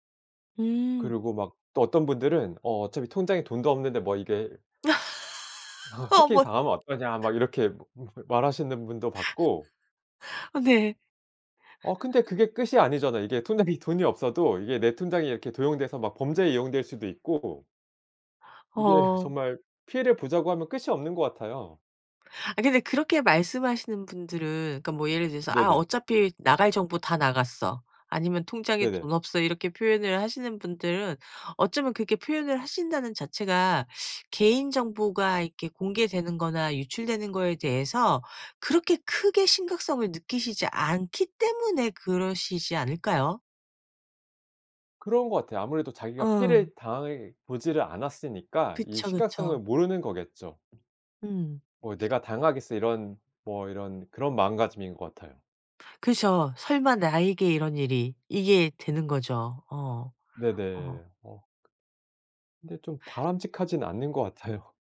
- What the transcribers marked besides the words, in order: laugh; tapping; other background noise; unintelligible speech; laugh; unintelligible speech; laughing while speaking: "같아요"
- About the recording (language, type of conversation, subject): Korean, podcast, 개인정보는 어느 정도까지 공개하는 것이 적당하다고 생각하시나요?